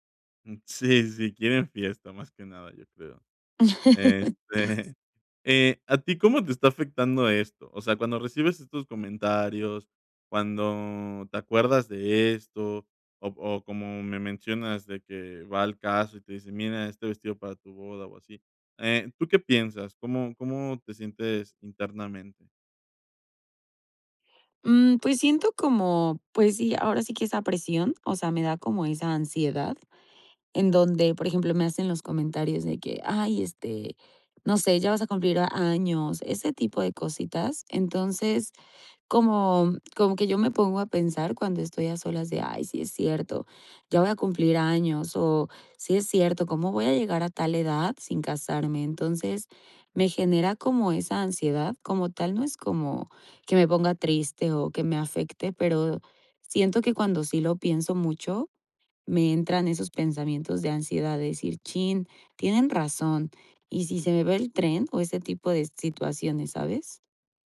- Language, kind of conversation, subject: Spanish, advice, ¿Cómo te has sentido ante la presión de tu familia para casarte y formar pareja pronto?
- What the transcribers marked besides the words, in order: laugh; other background noise